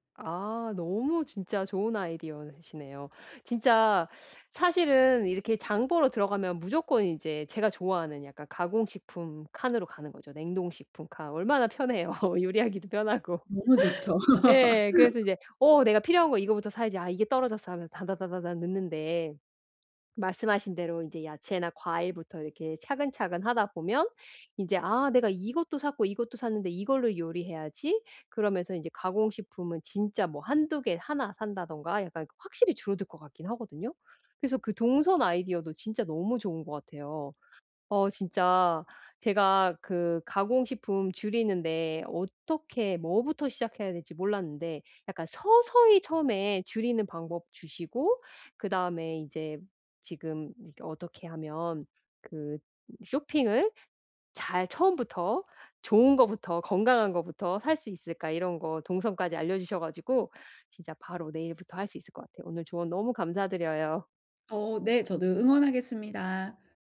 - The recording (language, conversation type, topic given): Korean, advice, 장볼 때 가공식품을 줄이려면 어떤 식재료를 사는 것이 좋을까요?
- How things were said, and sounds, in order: laughing while speaking: "편해요. 요리하기도 편하고"; laugh